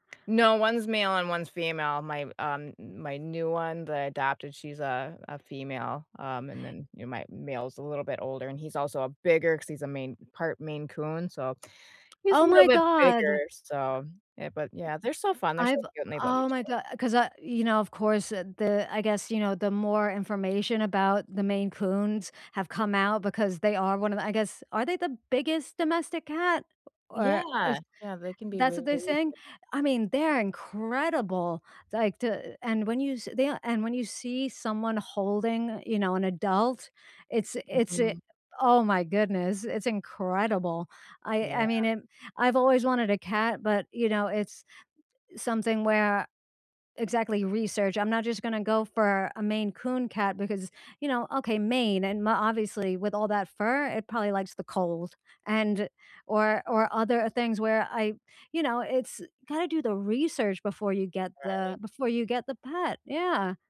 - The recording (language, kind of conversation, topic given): English, unstructured, How do you respond to people who abandon their pets?
- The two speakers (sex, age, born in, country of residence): female, 40-44, United States, United States; female, 40-44, United States, United States
- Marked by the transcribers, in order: other background noise; unintelligible speech; stressed: "incredible"